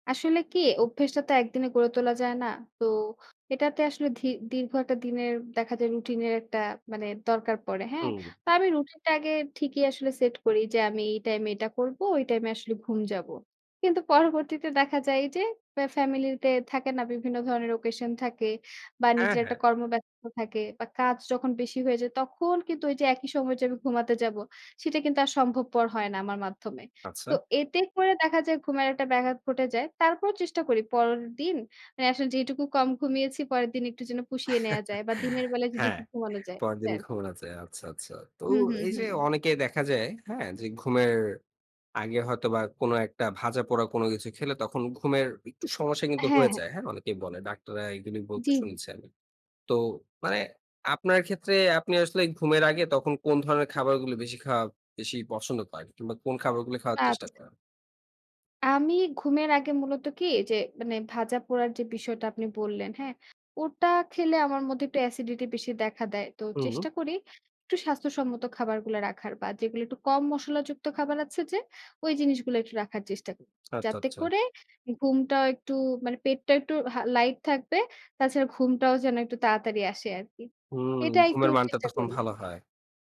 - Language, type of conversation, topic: Bengali, podcast, ঘুমের ভালো অভ্যাস গড়তে তুমি কী করো?
- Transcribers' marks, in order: in English: "occasion"; "পরের" said as "পরর"; chuckle; other background noise; "আছে" said as "আচে"; "আচ্ছা, আচ্ছা" said as "আচ্চা, আচ্চা"